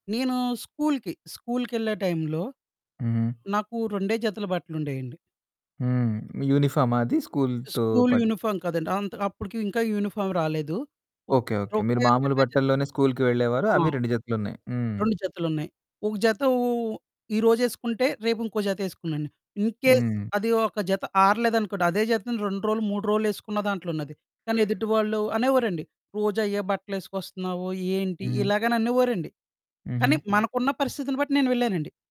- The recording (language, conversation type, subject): Telugu, podcast, తక్కువ వస్తువులతో సంతోషంగా ఉండటం మీకు ఎలా సాధ్యమైంది?
- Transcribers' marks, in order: in English: "యూనిఫార్మ్"; in English: "యూనిఫార్మ్"; unintelligible speech; distorted speech; in English: "ఇన్ కేస్"